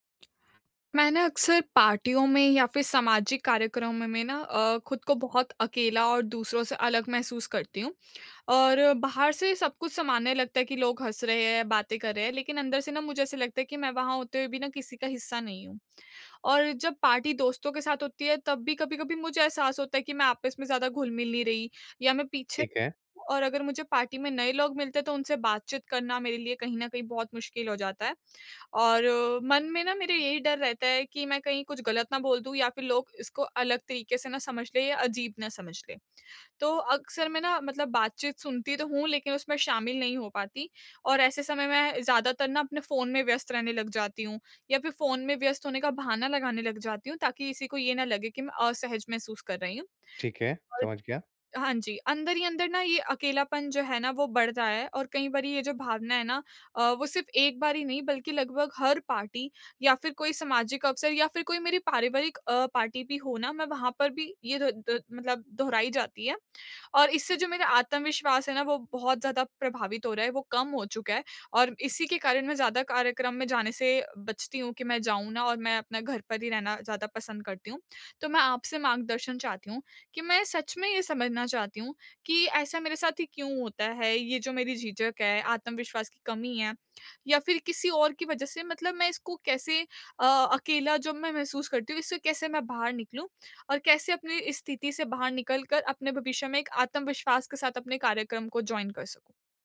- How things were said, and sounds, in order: in English: "पार्टी"; in English: "पार्टी"; in English: "पार्टी"; in English: "पार्टी"; in English: "जॉइन"
- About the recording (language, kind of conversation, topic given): Hindi, advice, पार्टी में मैं अक्सर अकेला/अकेली और अलग-थलग क्यों महसूस करता/करती हूँ?